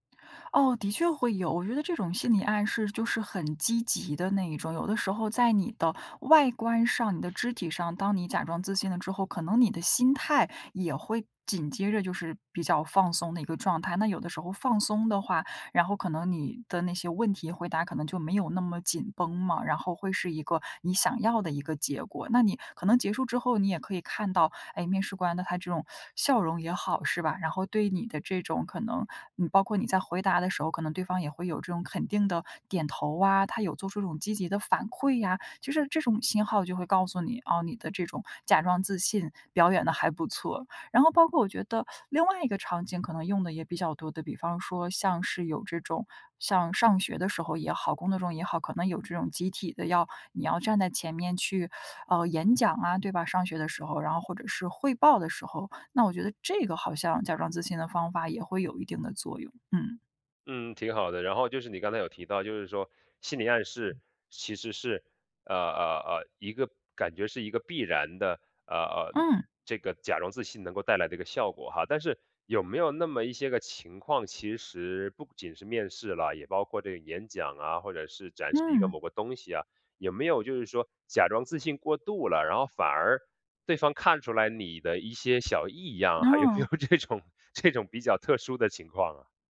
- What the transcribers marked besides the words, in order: other background noise; teeth sucking; laughing while speaking: "还有没有这种 这种"
- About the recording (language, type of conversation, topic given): Chinese, podcast, 你有没有用过“假装自信”的方法？效果如何？